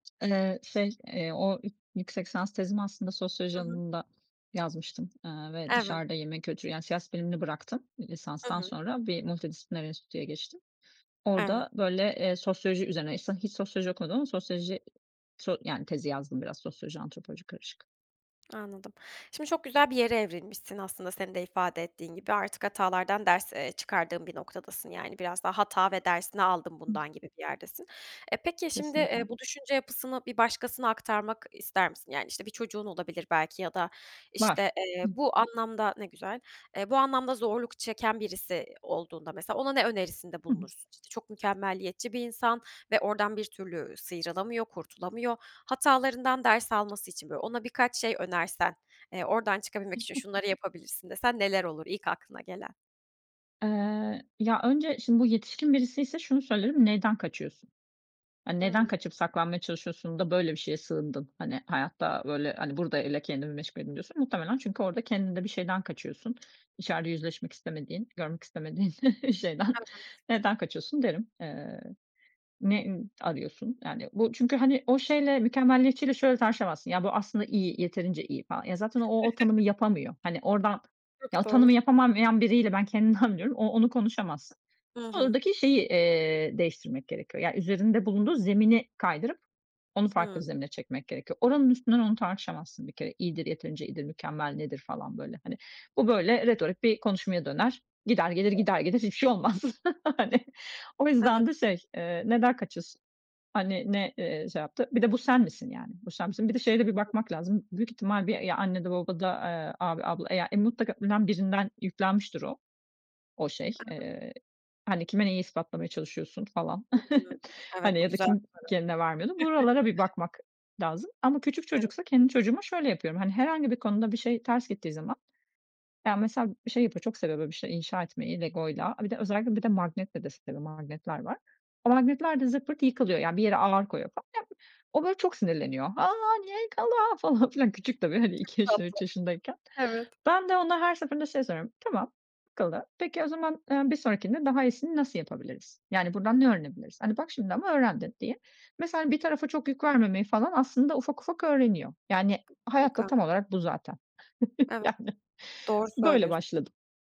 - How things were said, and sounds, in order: tapping; other background noise; unintelligible speech; chuckle; chuckle; "yapamayan" said as "yapamamıyan"; laughing while speaking: "kendimden"; unintelligible speech; chuckle; laughing while speaking: "hani"; unintelligible speech; chuckle; chuckle; put-on voice: "A, niye yıkıldı?"; chuckle; chuckle; trusting: "Yani"
- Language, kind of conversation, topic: Turkish, podcast, Hatalardan ders çıkarmak için hangi soruları sorarsın?